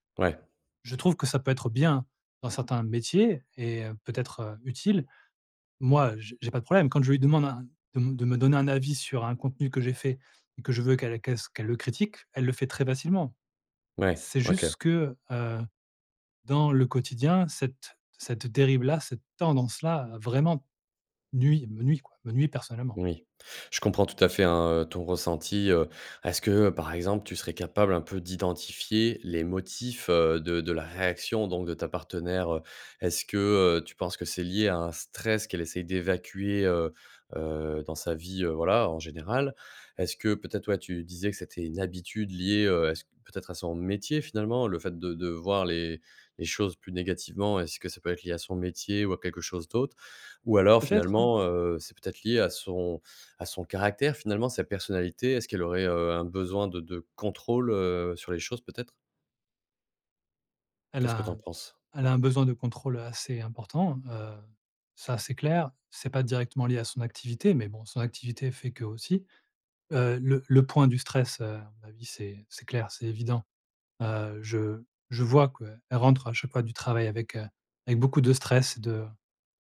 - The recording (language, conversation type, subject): French, advice, Comment réagir lorsque votre partenaire vous reproche constamment des défauts ?
- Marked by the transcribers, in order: stressed: "tendance-là"